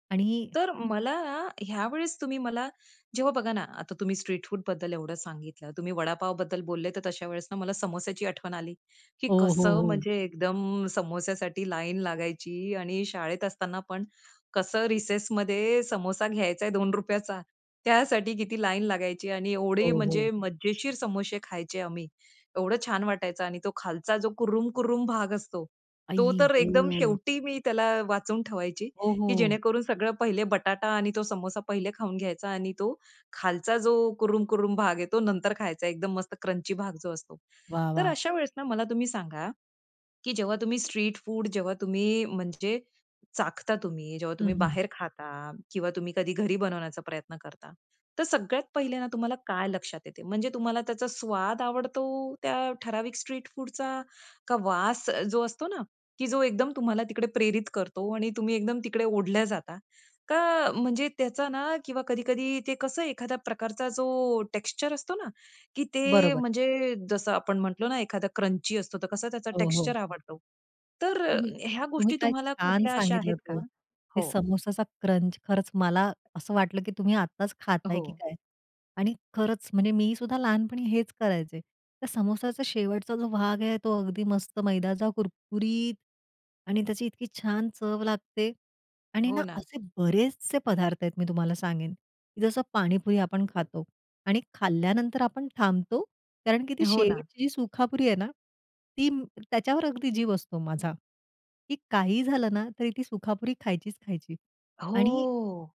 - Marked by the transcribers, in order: in English: "स्ट्रीट फूडबद्दल"; in English: "रिसेसमध्ये"; sad: "आई ग!"; in English: "क्रंची"; in English: "स्ट्रीट फूड"; in English: "स्ट्रीट फूडचा"; in English: "टेक्स्चर"; in English: "क्रंची"; in English: "टेक्स्चर"; in English: "क्रंच"; other background noise; "सुकापुरी" said as "सुखापुरी"; "सुकापुरी" said as "सुखापुरी"; drawn out: "हो"
- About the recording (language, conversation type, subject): Marathi, podcast, तुम्ही रस्त्यावरचे खाणे चाखताना सर्वात आधी काय लक्षात घेता?